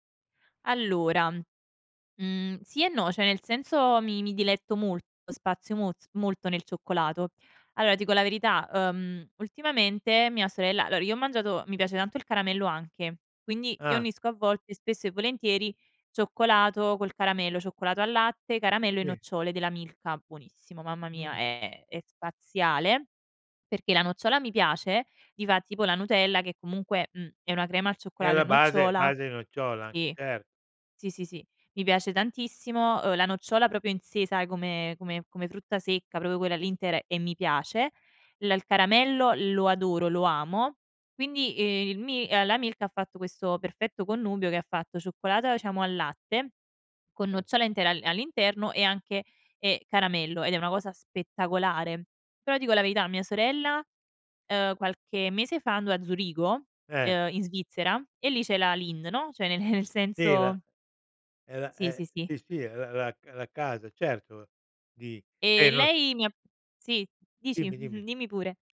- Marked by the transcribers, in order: "cioè" said as "ceh"; "Allora" said as "aloa"; "proprio" said as "propio"; "proprio" said as "propo"; unintelligible speech; laughing while speaking: "nel"
- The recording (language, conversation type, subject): Italian, podcast, Qual è il piatto che ti consola sempre?